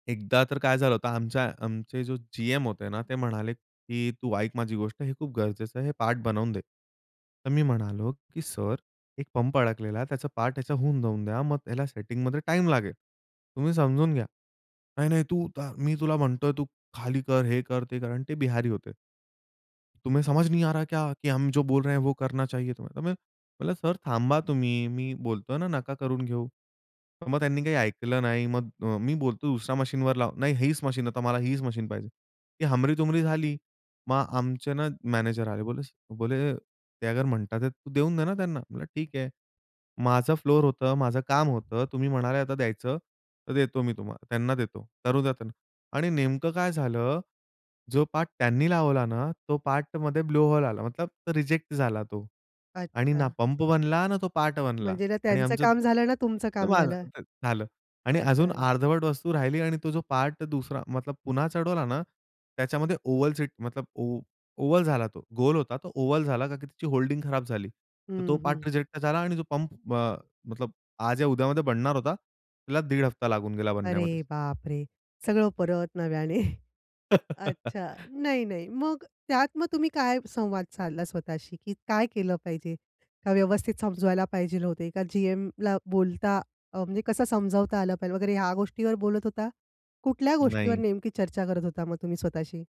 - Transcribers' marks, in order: other background noise; in Hindi: "तुम्हे समझ नहीं आ रहा … करना चाहिए तुम्हे"; other noise; in English: "ब्लो होल"; unintelligible speech; in English: "ओव्हल सीट"; in English: "ओ ओव्हल"; in English: "ओव्हल"; put-on voice: "अरे बापरे! सगळं परत नव्याने"; chuckle; laugh; tapping
- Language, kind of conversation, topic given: Marathi, podcast, तुम्ही स्वतःशी मित्रासारखे कसे बोलता?